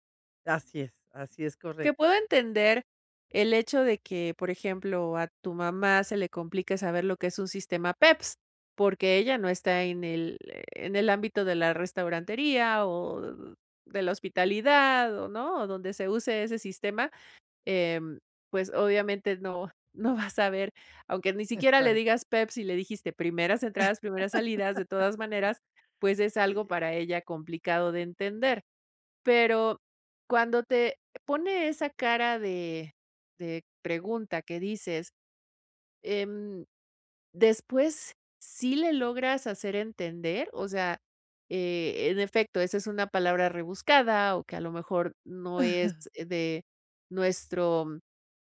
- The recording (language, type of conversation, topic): Spanish, advice, ¿Qué puedo hacer para expresar mis ideas con claridad al hablar en público?
- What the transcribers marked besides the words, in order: laughing while speaking: "va a saber"; laugh; chuckle